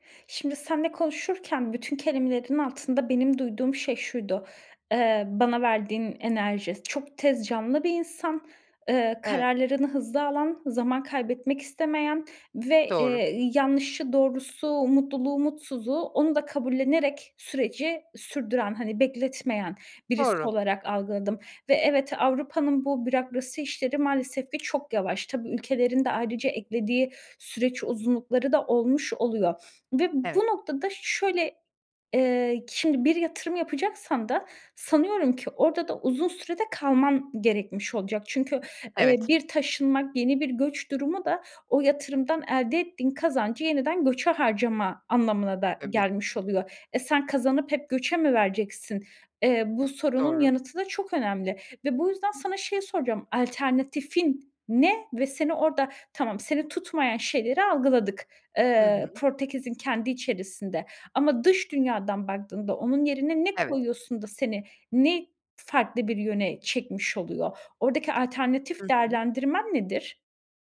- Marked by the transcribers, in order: "bürokrasi" said as "bürakrasi"; stressed: "ne"; tapping
- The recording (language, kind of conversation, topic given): Turkish, advice, Yaşam tarzınızı kökten değiştirmek konusunda neden kararsız hissediyorsunuz?